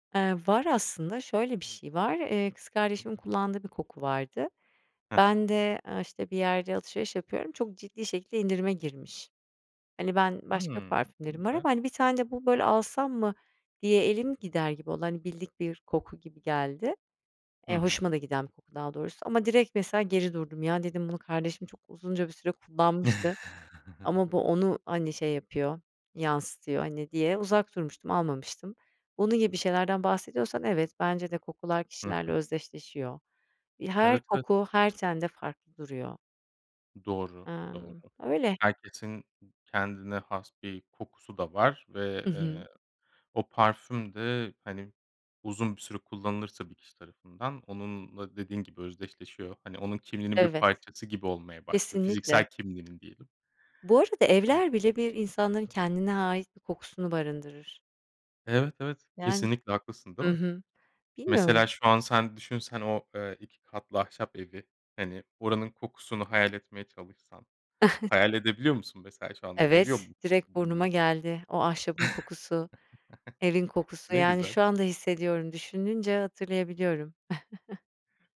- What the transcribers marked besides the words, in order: tapping; chuckle; other background noise; other noise; chuckle; chuckle; chuckle
- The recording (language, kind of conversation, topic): Turkish, podcast, Hangi kokular seni geçmişe götürür ve bunun nedeni nedir?